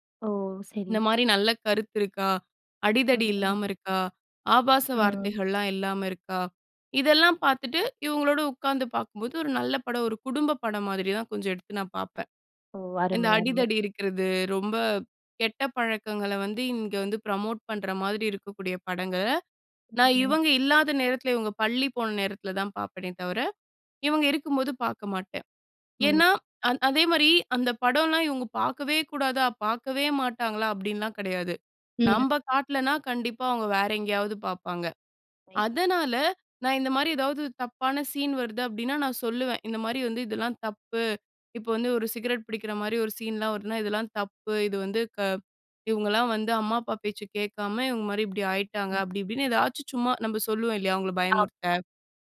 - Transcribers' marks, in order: in English: "ப்ரமோட்"
- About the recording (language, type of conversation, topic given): Tamil, podcast, குழந்தைகளின் திரை நேரத்தை நீங்கள் எப்படி கையாள்கிறீர்கள்?